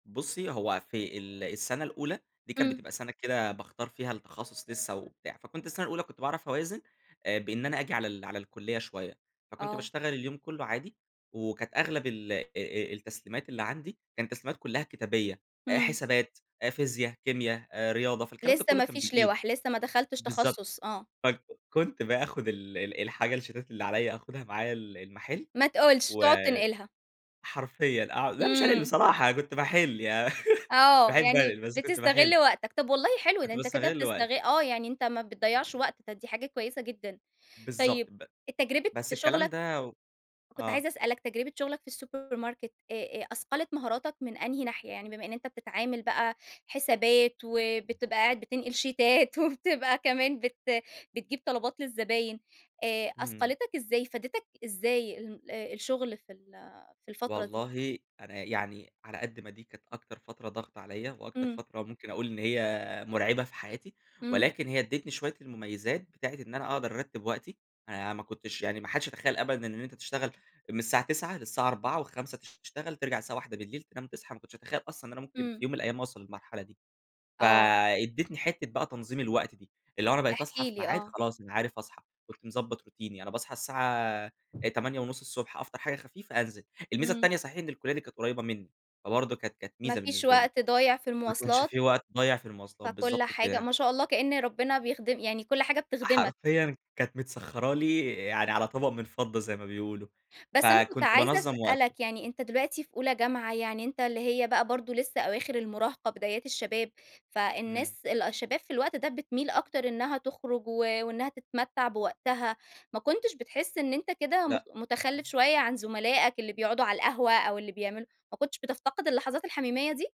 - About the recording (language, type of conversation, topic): Arabic, podcast, إزاي توازن بين الشغل والحياة والدراسة؟
- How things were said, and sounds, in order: other background noise; in English: "الشيتات"; laugh; in English: "السوبر ماركت"; tapping; in English: "شيتات"; laughing while speaking: "شيتات"; in English: "روتيني"